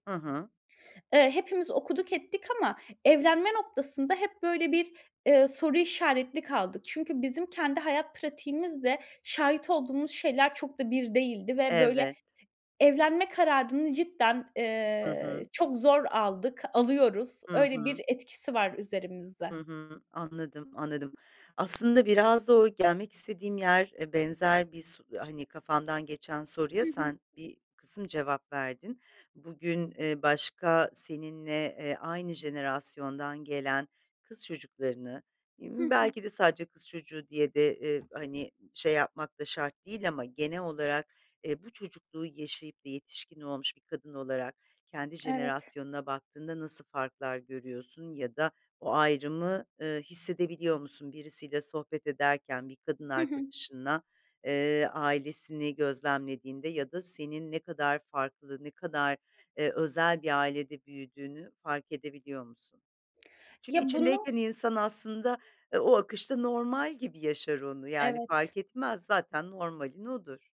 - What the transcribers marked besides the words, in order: other background noise; tapping
- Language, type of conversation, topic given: Turkish, podcast, Çocukluğunuz, kendinizi ifade ediş biçiminizi nasıl etkiledi?